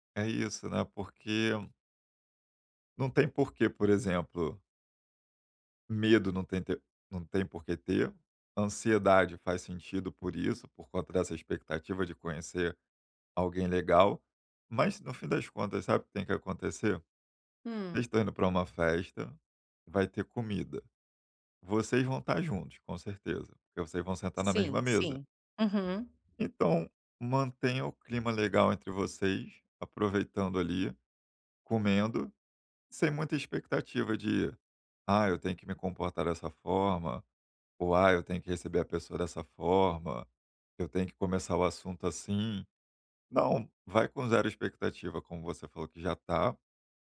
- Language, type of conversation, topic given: Portuguese, advice, Como posso aproveitar melhor as festas sociais sem me sentir deslocado?
- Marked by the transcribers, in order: other background noise; tapping